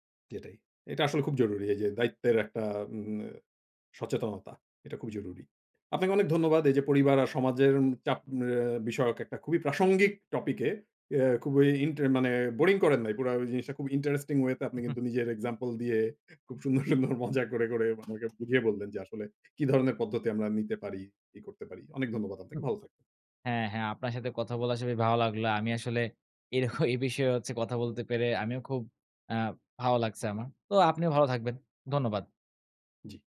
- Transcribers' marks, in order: in English: "interesting way"; chuckle; laughing while speaking: "সুন্দর, সুন্দর মজা করে, করে আমাকে বুঝিয়ে বললেন যে আসলে"; tapping; scoff; background speech
- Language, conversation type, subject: Bengali, podcast, পরিবার বা সমাজের চাপের মধ্যেও কীভাবে আপনি নিজের সিদ্ধান্তে অটল থাকেন?